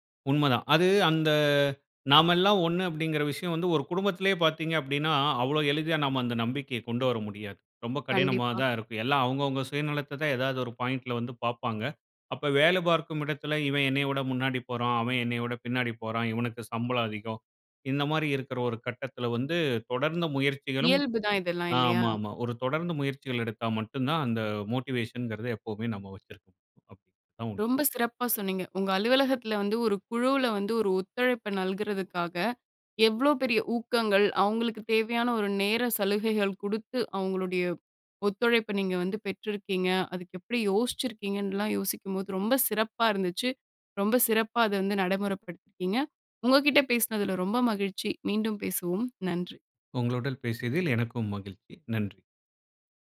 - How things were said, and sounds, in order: other background noise; in English: "மோட்டிவேஷன்ங்குறத"
- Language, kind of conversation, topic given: Tamil, podcast, குழுவில் ஒத்துழைப்பை நீங்கள் எப்படிப் ஊக்குவிக்கிறீர்கள்?